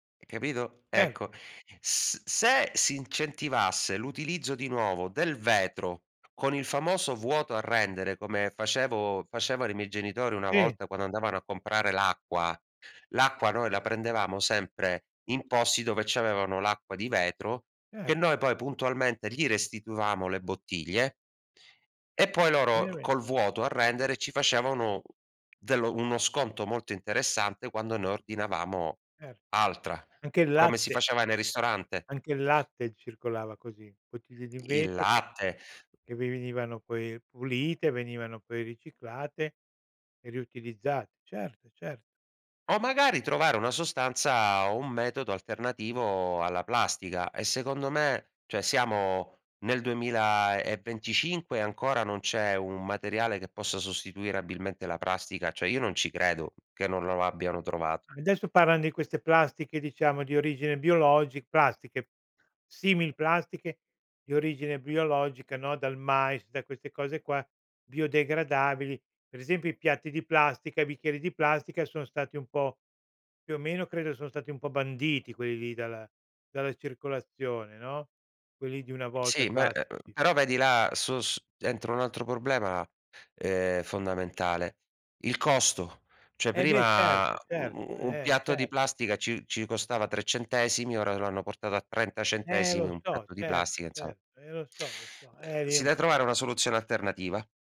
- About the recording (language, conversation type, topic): Italian, podcast, Che consigli daresti a chi vuole diventare più sostenibile ma non sa da dove cominciare?
- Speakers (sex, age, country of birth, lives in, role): male, 40-44, Italy, Italy, guest; male, 70-74, Italy, Italy, host
- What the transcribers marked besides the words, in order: "ci avevano" said as "c'avevano"; "plastica" said as "prastica"; "insomma" said as "insoma"